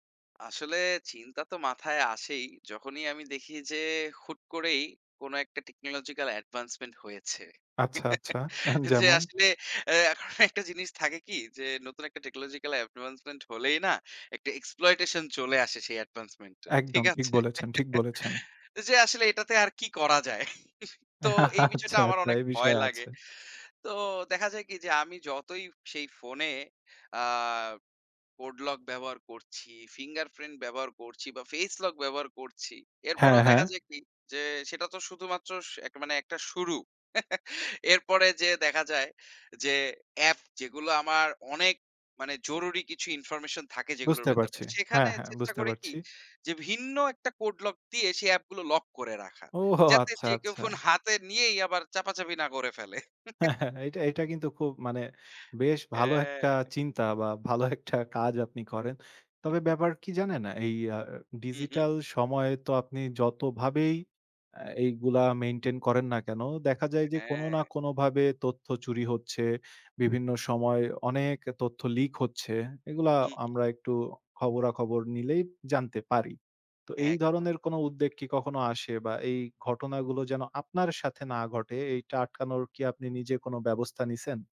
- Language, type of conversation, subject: Bengali, podcast, ফোন ব্যবহারের ক্ষেত্রে আপনি কীভাবে নিজের গোপনীয়তা বজায় রাখেন?
- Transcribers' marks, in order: in English: "টেকনোলজিক্যাল অ্যাডভান্সমেন্ট"; chuckle; scoff; in English: "টেকনোলজিক্যাল অ্যাডভান্সমেন্ট"; in English: "এক্সপ্লয়টেশন"; in English: "অ্যাডভান্সমেন্ট"; chuckle; chuckle; laughing while speaking: "আচ্ছা, আচ্ছা"; chuckle; chuckle; other background noise; chuckle; laughing while speaking: "হ্যাঁ, হ্যাঁ"; laughing while speaking: "ভালো একটা কাজ"; in English: "মেইনটেইন"; tapping